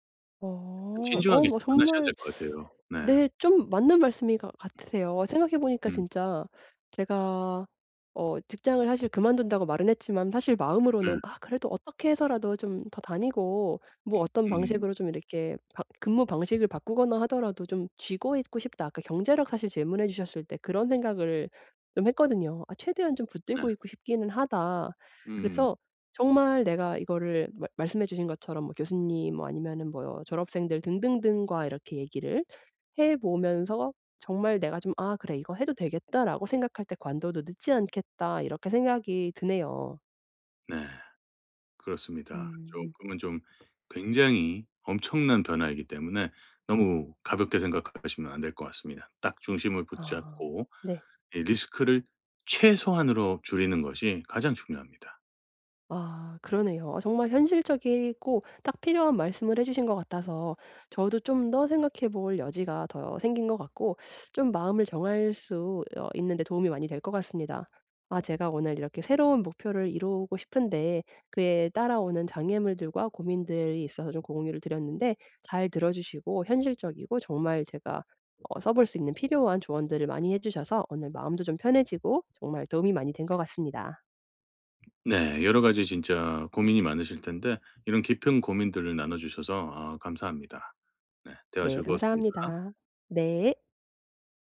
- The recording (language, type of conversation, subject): Korean, advice, 내 목표를 이루는 데 어떤 장애물이 생길 수 있나요?
- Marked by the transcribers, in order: other background noise; unintelligible speech; tapping